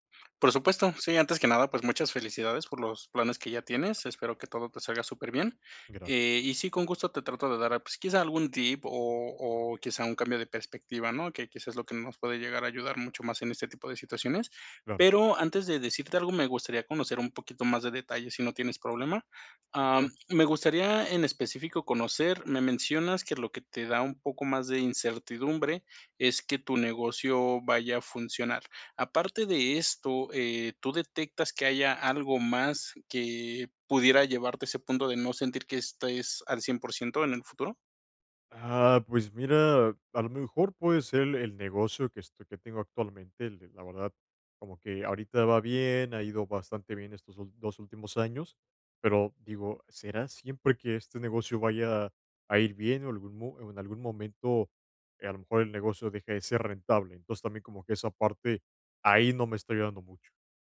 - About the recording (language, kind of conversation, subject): Spanish, advice, ¿Cómo puedo aprender a confiar en el futuro otra vez?
- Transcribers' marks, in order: unintelligible speech